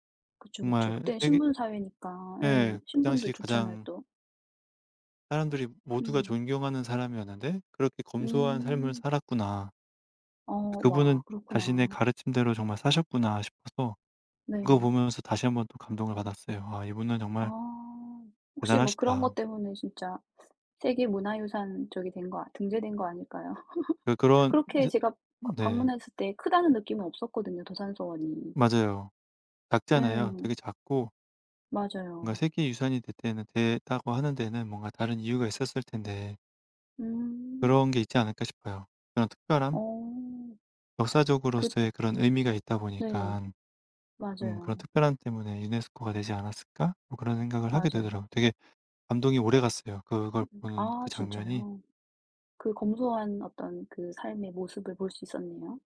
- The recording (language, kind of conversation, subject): Korean, unstructured, 역사적인 장소를 방문해 본 적이 있나요? 그중에서 무엇이 가장 기억에 남았나요?
- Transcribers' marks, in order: other background noise; laugh